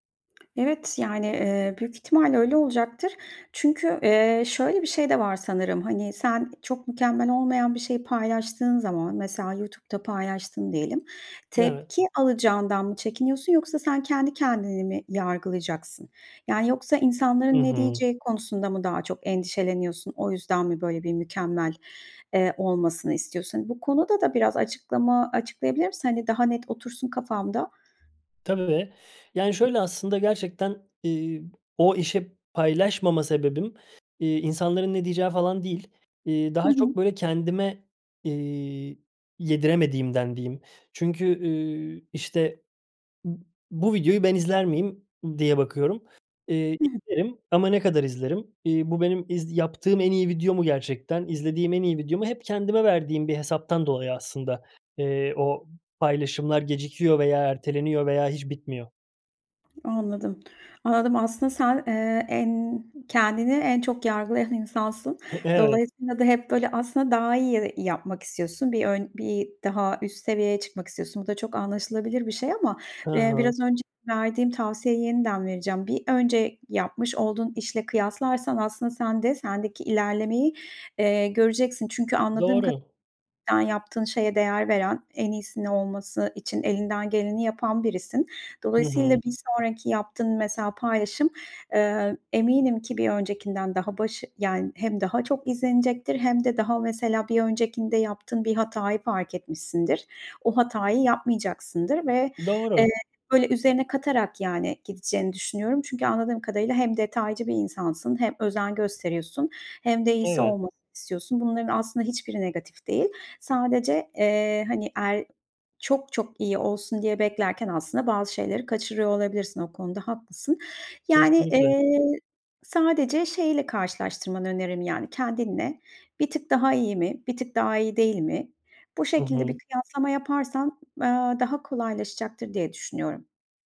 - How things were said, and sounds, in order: other background noise; tapping
- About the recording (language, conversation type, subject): Turkish, advice, Mükemmeliyetçilik yüzünden hiçbir şeye başlayamıyor ya da başladığım işleri bitiremiyor muyum?